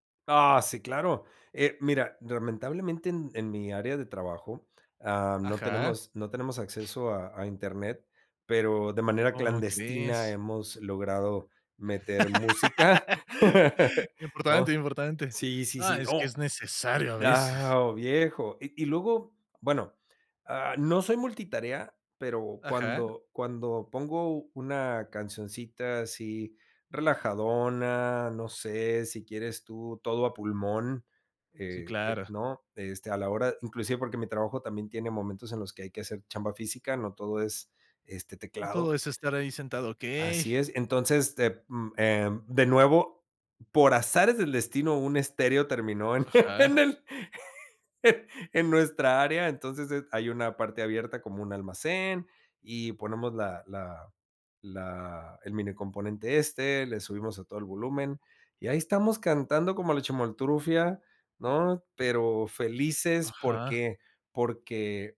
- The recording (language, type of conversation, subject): Spanish, podcast, ¿Tienes una canción que siempre te pone de buen humor?
- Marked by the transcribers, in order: laugh; laughing while speaking: "en el en"